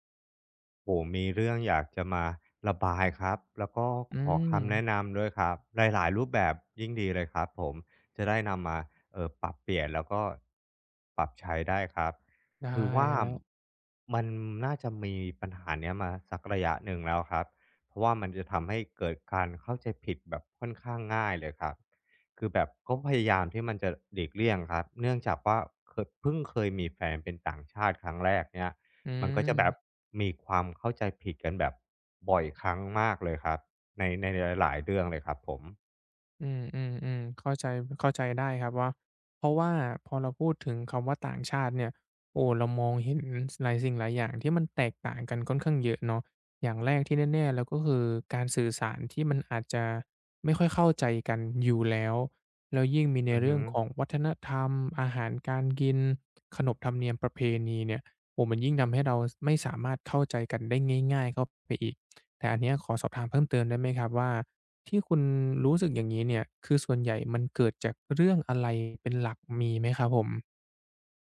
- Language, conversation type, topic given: Thai, advice, ฉันควรทำอย่างไรเพื่อหลีกเลี่ยงความเข้าใจผิดทางวัฒนธรรม?
- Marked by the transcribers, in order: other background noise; other noise